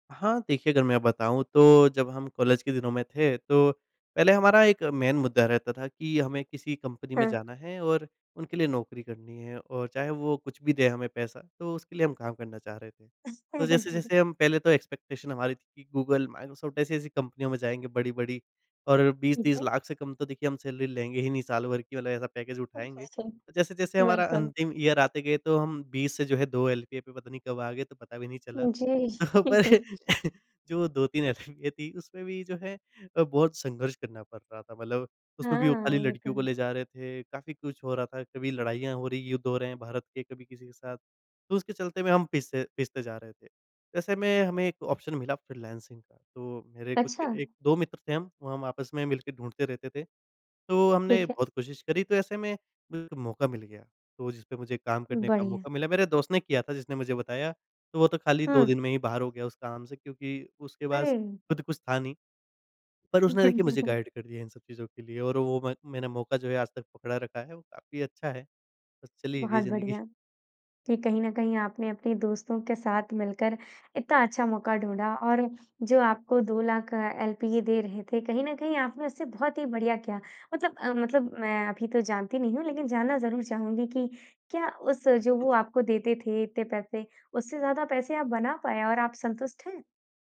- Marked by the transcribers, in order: in English: "मेन"; chuckle; in English: "एक्सपेक्टेशन"; in English: "सैलरी"; in English: "पैकेज"; in English: "ईयर"; laughing while speaking: "तो पर"; chuckle; laughing while speaking: "एलपीए"; in English: "ऑप्शन"; unintelligible speech; chuckle; in English: "गाइड"; unintelligible speech
- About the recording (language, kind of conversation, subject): Hindi, podcast, क्या कभी किसी मौके ने आपकी पूरी ज़िंदगी का रास्ता बदल दिया?